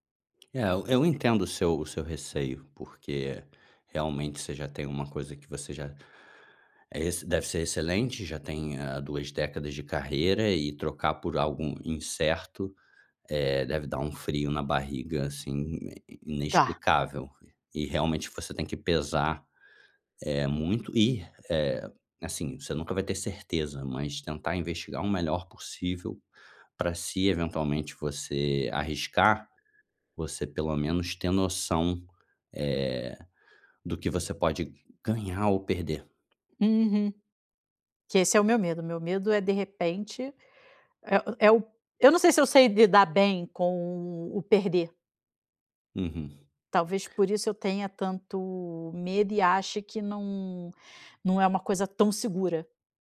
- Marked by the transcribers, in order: none
- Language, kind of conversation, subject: Portuguese, advice, Como posso trocar de carreira sem garantias?